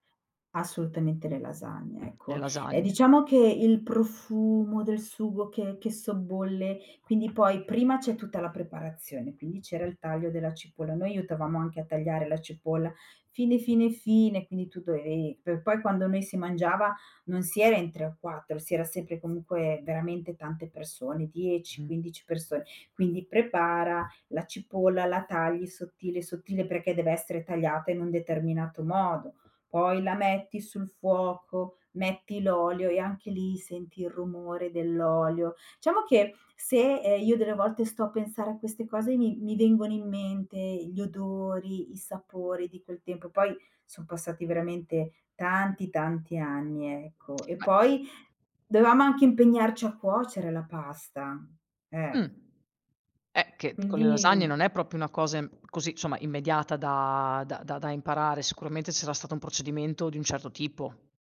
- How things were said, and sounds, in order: other background noise; tapping; "dovevi" said as "doei"; "Diciamo" said as "ciamo"; "dovevamo" said as "doveamo"; "proprio" said as "propio"; drawn out: "da"
- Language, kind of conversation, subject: Italian, podcast, Qual è un ricordo legato al cibo della tua infanzia?